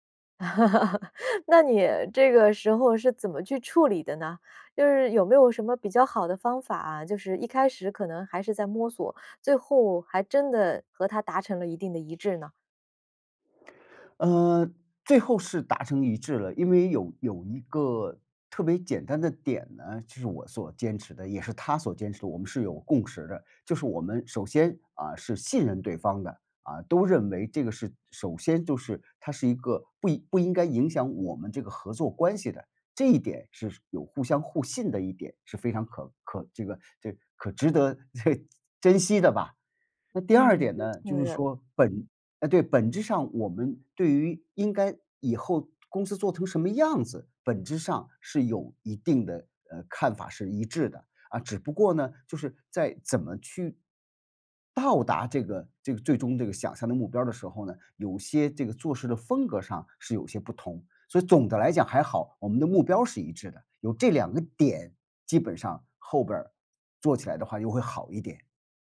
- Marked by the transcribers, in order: laugh; chuckle; unintelligible speech; stressed: "点"
- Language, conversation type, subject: Chinese, podcast, 合作时你如何平衡个人风格？